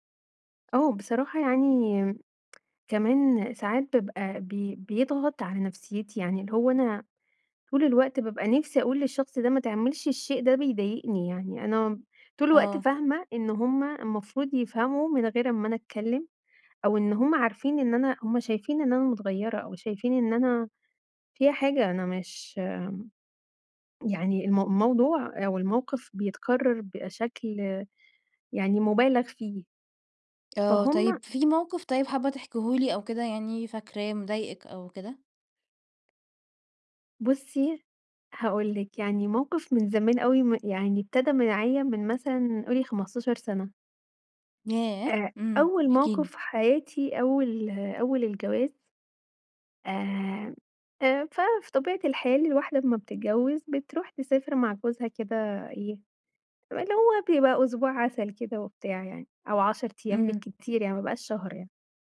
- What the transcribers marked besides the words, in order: tapping
- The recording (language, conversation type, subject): Arabic, advice, إزاي أبطل أتجنب المواجهة عشان بخاف أفقد السيطرة على مشاعري؟